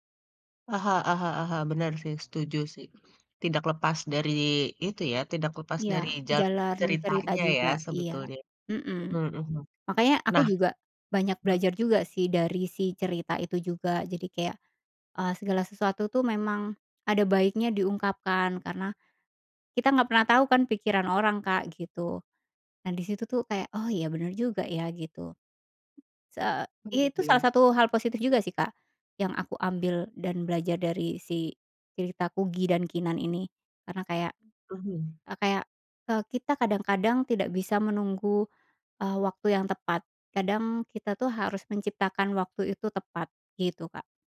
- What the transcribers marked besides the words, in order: other background noise
- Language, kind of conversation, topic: Indonesian, podcast, Kenapa karakter fiksi bisa terasa seperti teman dekat bagi kita?